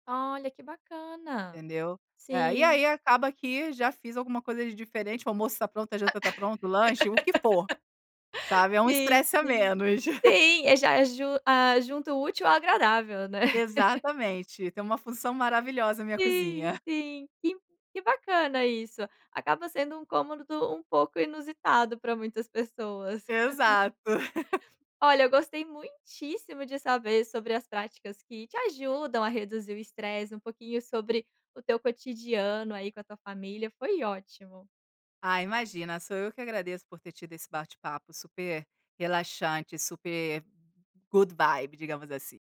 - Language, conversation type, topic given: Portuguese, podcast, Qual é uma prática simples que ajuda você a reduzir o estresse?
- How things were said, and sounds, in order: laugh; chuckle; chuckle; in English: "good vibes"